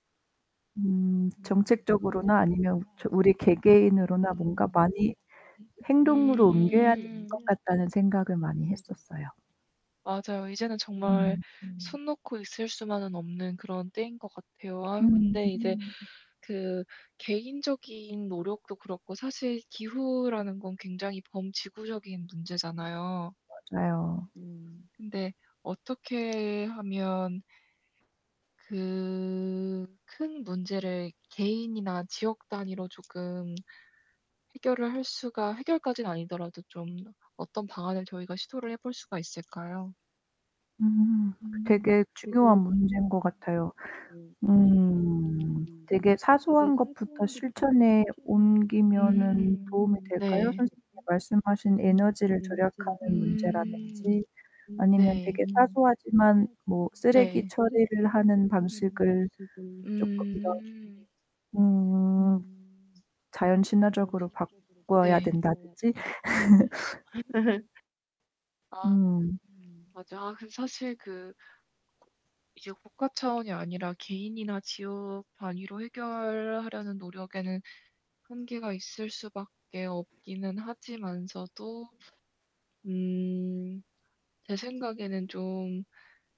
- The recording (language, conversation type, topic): Korean, unstructured, 기후 변화가 우리 삶에 어떤 영향을 미칠까요?
- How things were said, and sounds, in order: distorted speech; background speech; tapping; laugh; laugh